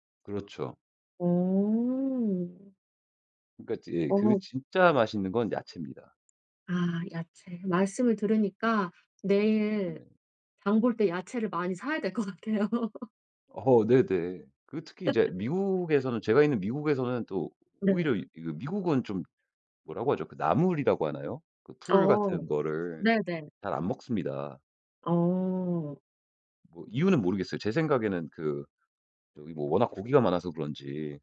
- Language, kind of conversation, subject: Korean, podcast, 채소를 더 많이 먹게 만드는 꿀팁이 있나요?
- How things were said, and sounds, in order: laughing while speaking: "같아요"; laugh; laughing while speaking: "어"; laugh